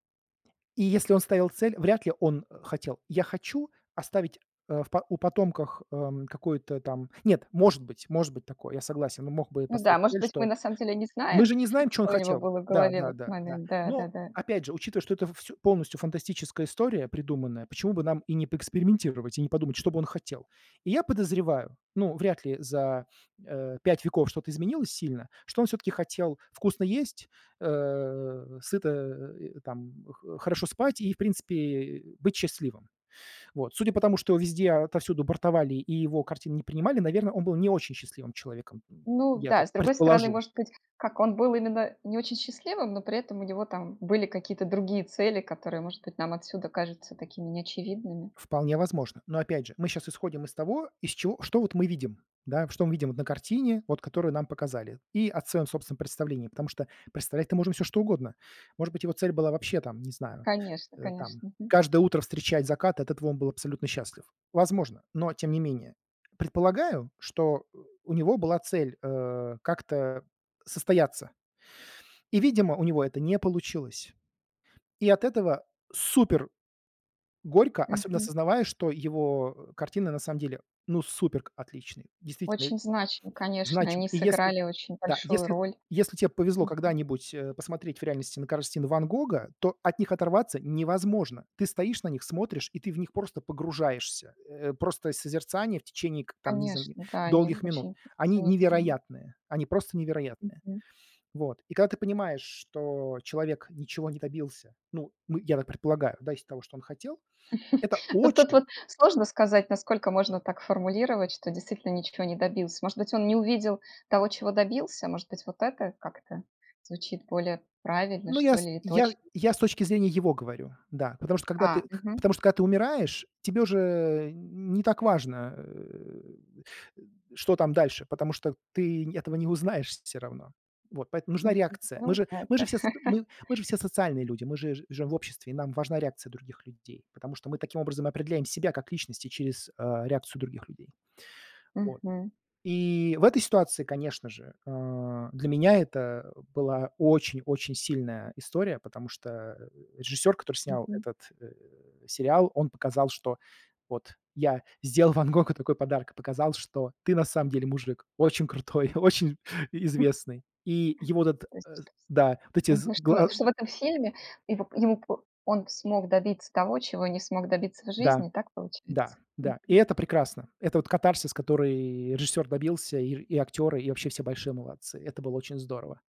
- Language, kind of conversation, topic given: Russian, podcast, Почему мы привязываемся к вымышленным персонажам?
- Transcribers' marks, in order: tapping; chuckle; other background noise; "картины" said as "карстины"; chuckle; chuckle; laughing while speaking: "сделал"; laughing while speaking: "очень крутой, очень и известный"